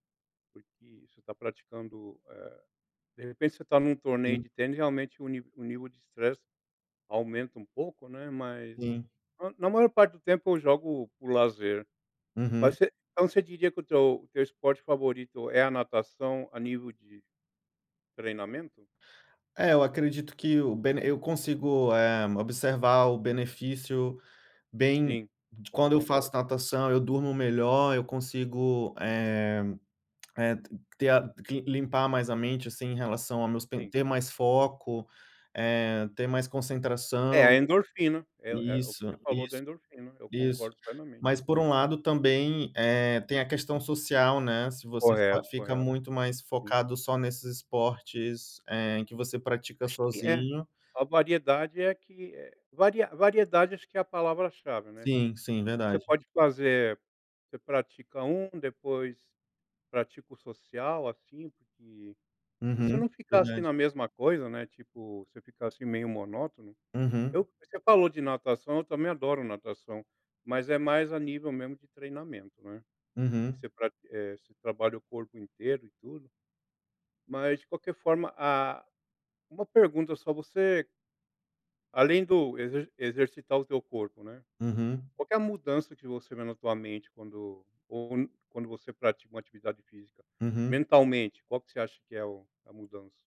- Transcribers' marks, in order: none
- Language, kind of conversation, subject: Portuguese, unstructured, Como o esporte ajuda a aliviar o estresse?